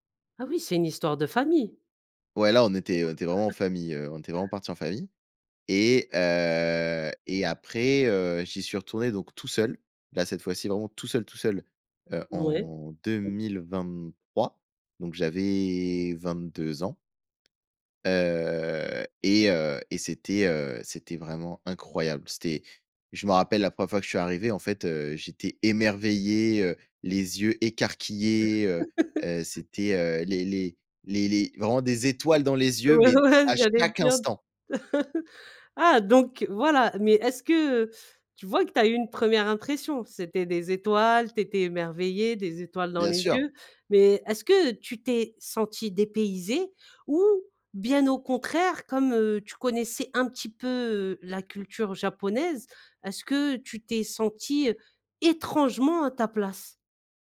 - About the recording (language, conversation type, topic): French, podcast, Parle-moi d’un voyage qui t’a vraiment marqué ?
- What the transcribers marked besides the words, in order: chuckle; other background noise; drawn out: "heu"; drawn out: "j'avais"; drawn out: "heu"; chuckle; laughing while speaking: "Ouais, ouais"; chuckle; stressed: "étrangement"